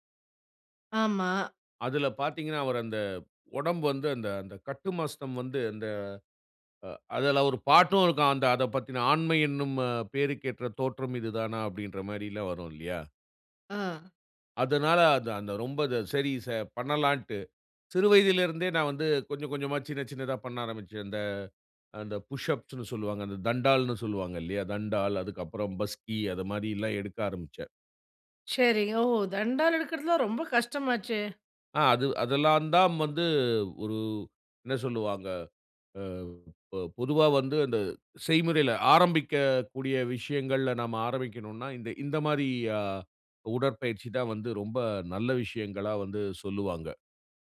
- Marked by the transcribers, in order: in English: "புஷ் அப்ஸ்னு"; surprised: "ஓ! தண்டால் எடுக்கிறதல்லாம் ரொம்ப கஷ்டமாச்சே!"; tapping; drawn out: "அ பொ பொதுவா"
- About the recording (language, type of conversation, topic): Tamil, podcast, உங்கள் உடற்பயிற்சி பழக்கத்தை எப்படி உருவாக்கினீர்கள்?